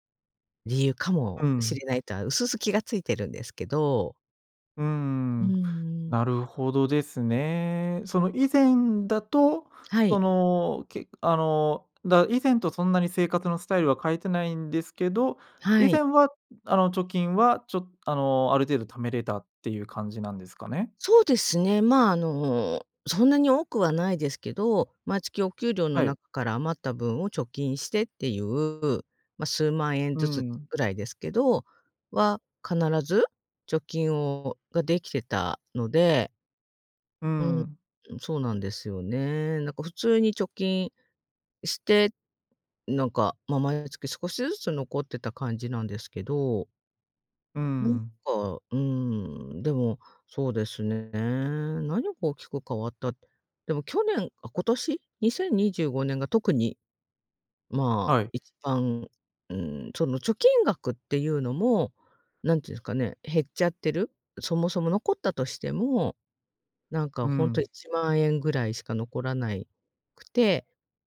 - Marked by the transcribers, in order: other background noise
- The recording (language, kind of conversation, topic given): Japanese, advice, 毎月赤字で貯金が増えないのですが、どうすれば改善できますか？